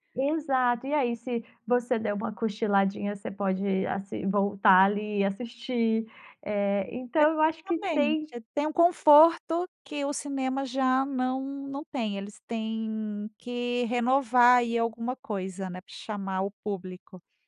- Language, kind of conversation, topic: Portuguese, podcast, Como você percebe que o streaming mudou a forma como consumimos filmes?
- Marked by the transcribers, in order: other noise